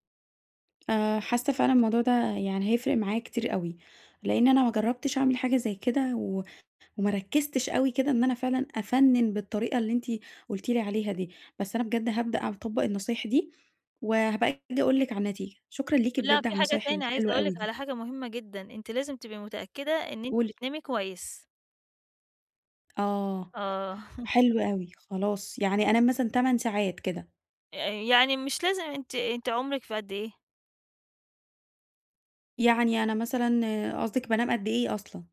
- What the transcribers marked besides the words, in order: chuckle
- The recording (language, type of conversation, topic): Arabic, advice, إزاي أتحكم في التشتت عشان أفضل مُركّز وقت طويل؟